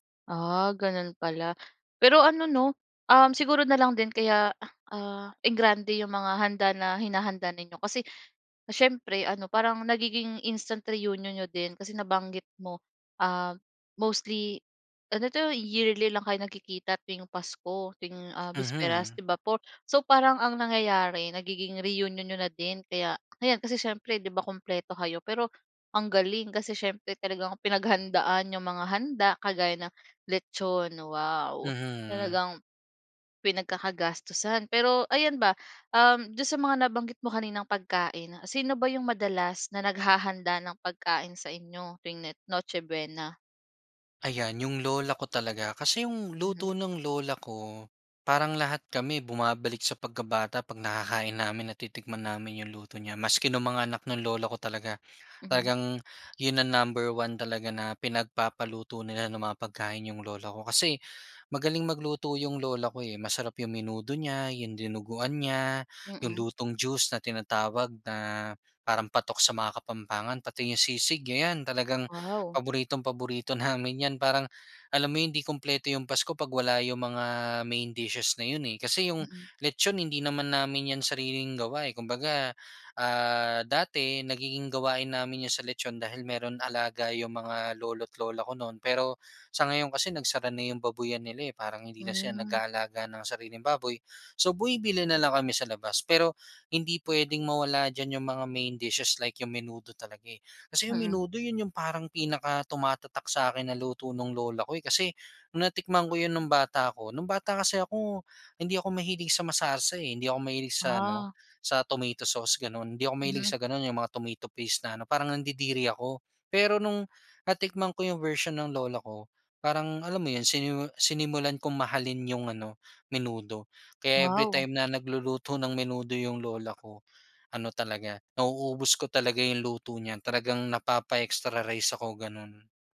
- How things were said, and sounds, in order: other background noise; in English: "instant reunion"; laughing while speaking: "namin 'yan"; in English: "dishes"; in English: "main dishes like"
- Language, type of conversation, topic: Filipino, podcast, Ano ang palaging nasa hapag ninyo tuwing Noche Buena?